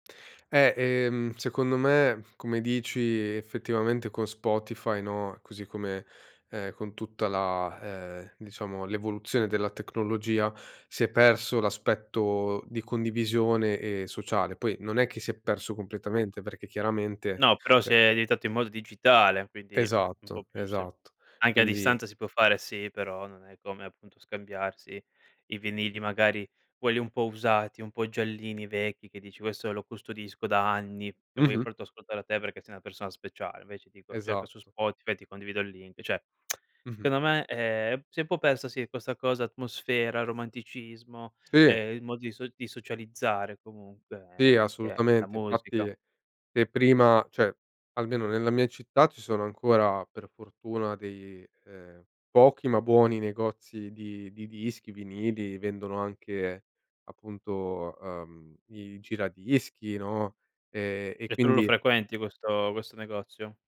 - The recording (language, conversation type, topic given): Italian, podcast, Come ascoltavi musica prima di Spotify?
- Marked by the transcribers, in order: "cioè" said as "ceh"; tsk; "secondo" said as "secono"; "cioè" said as "ceh"; "Cioè" said as "ceh"